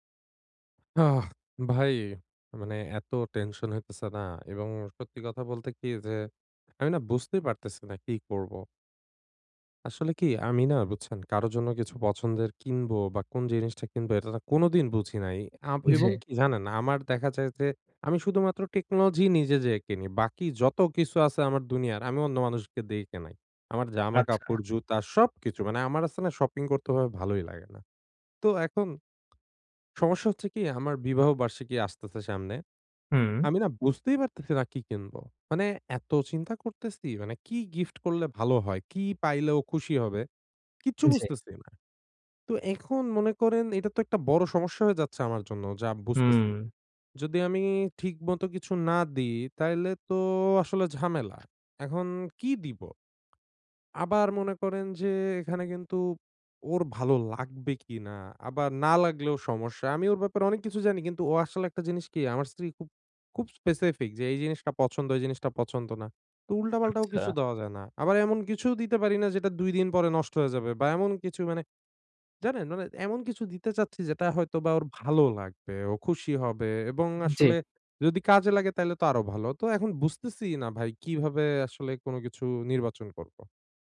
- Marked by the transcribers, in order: tapping; sigh; "জি" said as "ঝে"; "জি" said as "ঝে"; "ঠিকমত" said as "ঠিগমতো"; "জি" said as "যে"
- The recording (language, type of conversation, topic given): Bengali, advice, আমি কীভাবে উপযুক্ত উপহার বেছে নিয়ে প্রত্যাশা পূরণ করতে পারি?